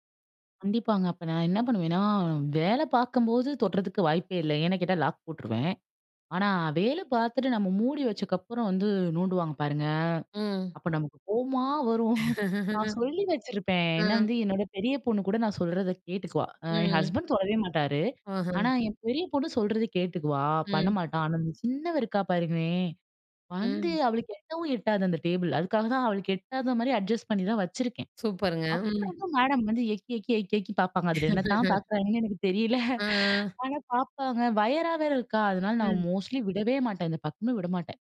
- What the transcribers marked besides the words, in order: chuckle; laugh; other background noise; tapping; in English: "ஹஸ்பண்ட்"; laughing while speaking: "அதில என்ன தான் பார்க்கிறாங்கன்னு எனக்கு தெரியல"; laugh; drawn out: "ஆ"; in English: "மோஸ்ட்லி"
- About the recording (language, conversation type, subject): Tamil, podcast, வீட்டை உங்களுக்கு ஏற்றபடி எப்படி ஒழுங்குபடுத்தி அமைப்பீர்கள்?